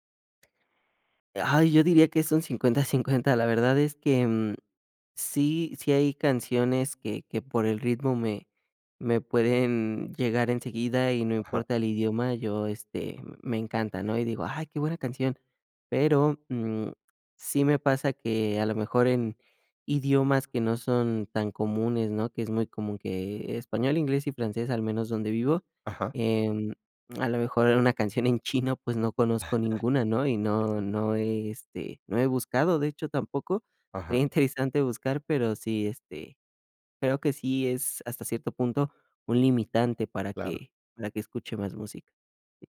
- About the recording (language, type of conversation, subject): Spanish, podcast, ¿Cuál es tu canción favorita y por qué te conmueve tanto?
- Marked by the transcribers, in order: other background noise; giggle